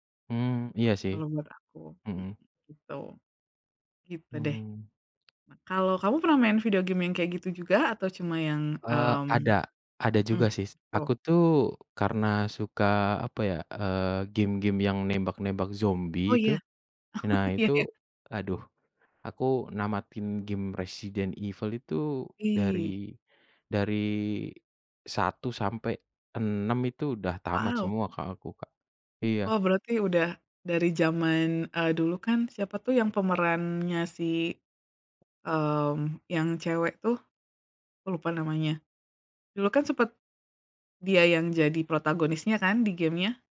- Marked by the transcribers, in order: tapping; chuckle; laughing while speaking: "Iya ya"
- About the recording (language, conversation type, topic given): Indonesian, unstructured, Apa yang Anda cari dalam gim video yang bagus?